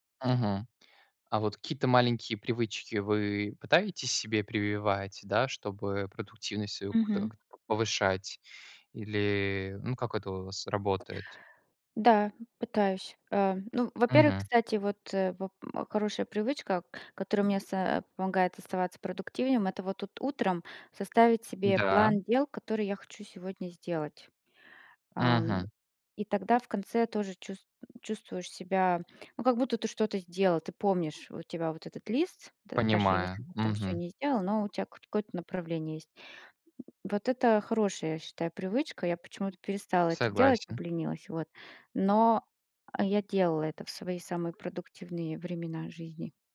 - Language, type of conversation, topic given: Russian, unstructured, Какие привычки помогают тебе оставаться продуктивным?
- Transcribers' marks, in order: other noise; other background noise; grunt; tapping; grunt; "какое-то" said as "кое-то"